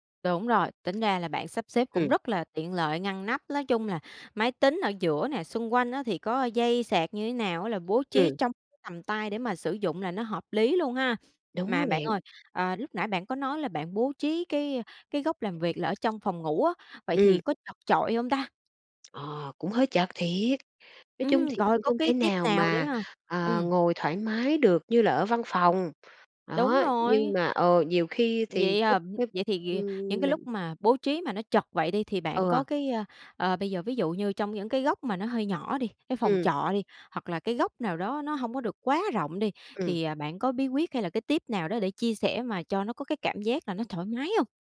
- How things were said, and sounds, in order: tapping; other background noise
- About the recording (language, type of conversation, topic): Vietnamese, podcast, Bạn sắp xếp góc làm việc ở nhà thế nào để tập trung được?